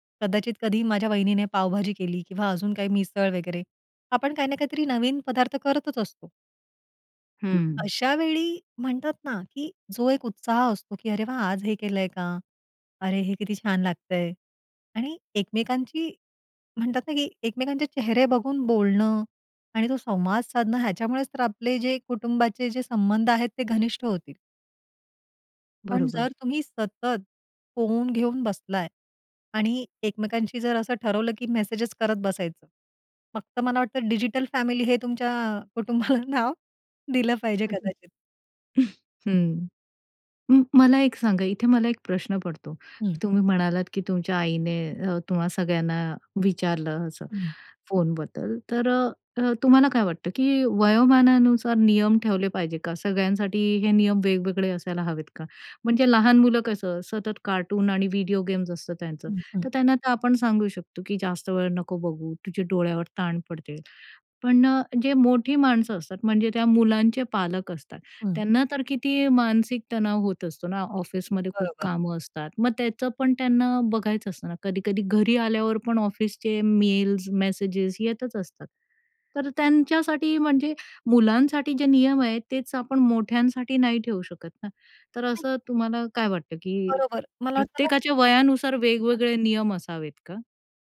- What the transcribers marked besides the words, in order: other background noise; laughing while speaking: "कुटुंबाला नाव दिलं पाहिजे"; unintelligible speech; chuckle
- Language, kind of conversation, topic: Marathi, podcast, कुटुंबीय जेवणात मोबाईल न वापरण्याचे नियम तुम्ही कसे ठरवता?